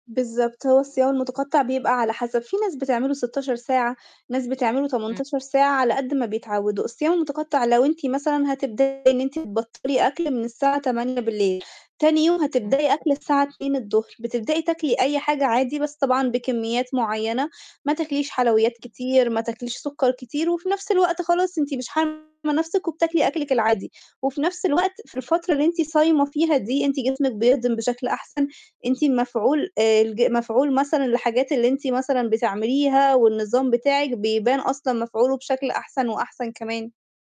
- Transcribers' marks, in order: distorted speech
- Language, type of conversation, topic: Arabic, advice, إزاي أقدر ألتزم بنظام أكل صحي بعد ما جرّبت رجيمات كتير قبل كده وما نجحتش؟